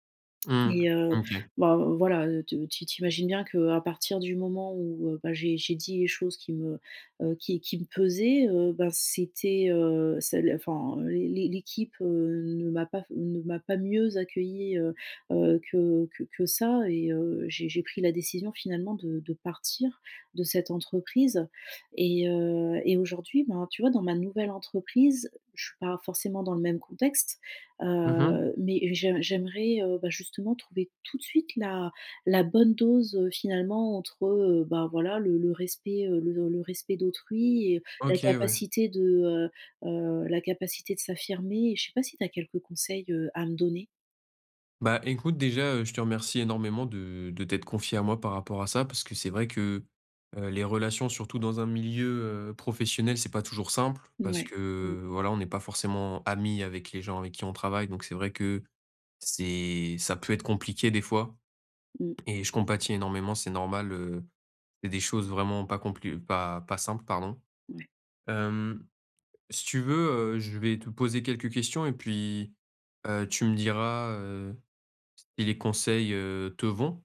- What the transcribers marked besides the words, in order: stressed: "tout de suite"; stressed: "amis"
- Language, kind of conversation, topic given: French, advice, Comment puis-je m’affirmer sans nuire à mes relations professionnelles ?